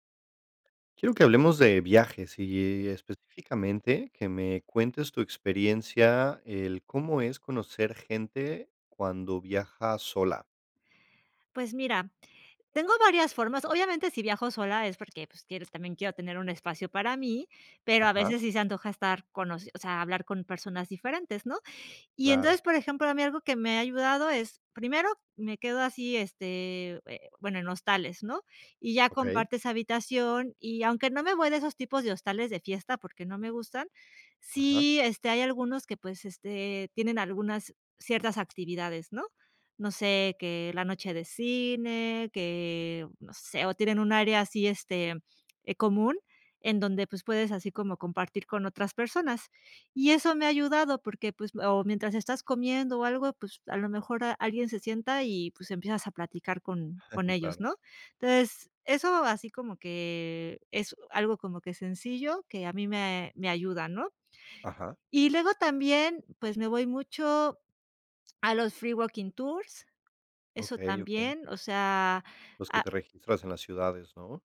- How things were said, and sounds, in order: chuckle; in English: "free walking tours"
- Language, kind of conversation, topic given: Spanish, podcast, ¿Qué haces para conocer gente nueva cuando viajas solo?